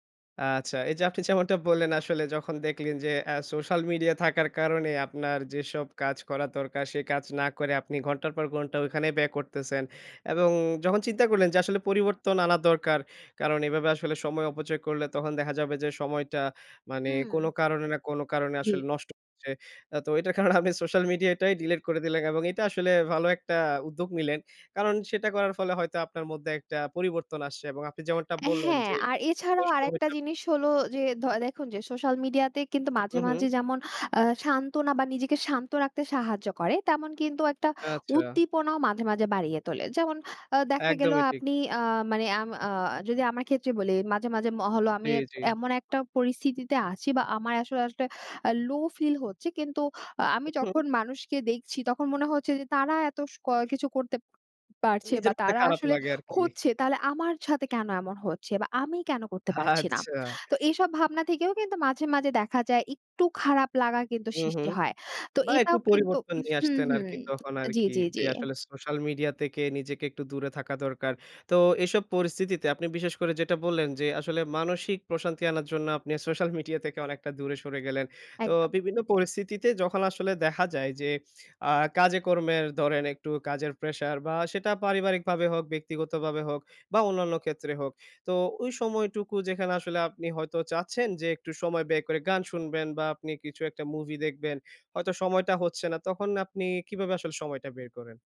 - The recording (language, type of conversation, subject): Bengali, podcast, কি ধরনের গণমাধ্যম আপনাকে সান্ত্বনা দেয়?
- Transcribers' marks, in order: laughing while speaking: "কারণে আপনি"; unintelligible speech; laughing while speaking: "আচ্ছা"; laughing while speaking: "সোশ্যাল মিডিয়া"